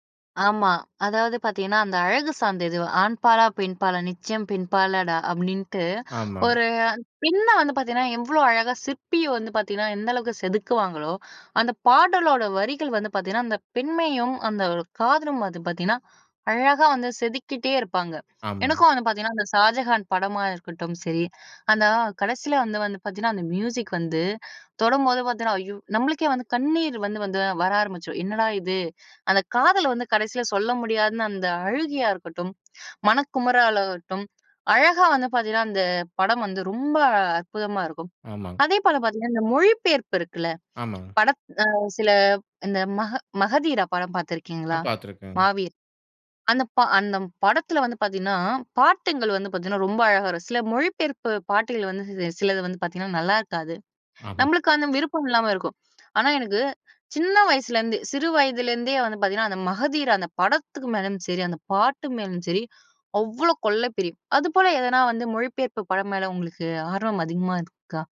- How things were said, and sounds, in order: in English: "மியூசிக்"; other background noise; "பாடல்கள்" said as "பாட்டுங்கள்"; "பாடல்கள்" said as "பாட்டுங்கள்"
- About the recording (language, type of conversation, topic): Tamil, podcast, பாடல் வரிகள் உங்கள் நெஞ்சை எப்படித் தொடுகின்றன?